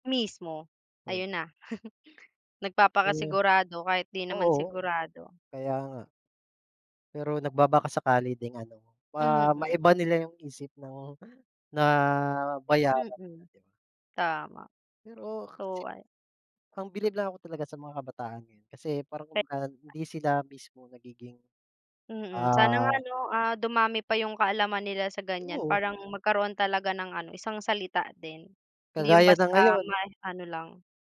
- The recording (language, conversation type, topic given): Filipino, unstructured, Paano makakatulong ang mga kabataan sa pagbabago ng pamahalaan?
- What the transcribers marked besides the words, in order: chuckle; other background noise; tapping